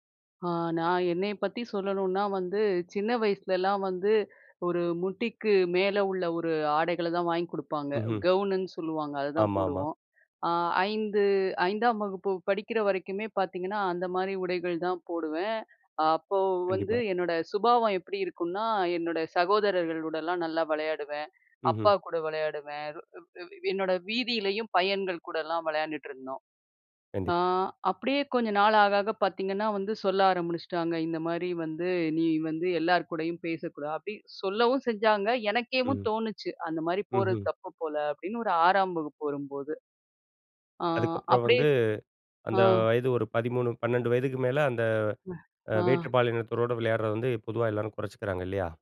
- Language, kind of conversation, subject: Tamil, podcast, வயது கூடிக்கொண்டே போகும்போது உங்கள் வாழ்க்கைமுறை எப்படி மாறும் என்று நீங்கள் நினைக்கிறீர்கள்?
- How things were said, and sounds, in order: in English: "கவுனுன்னு"; other noise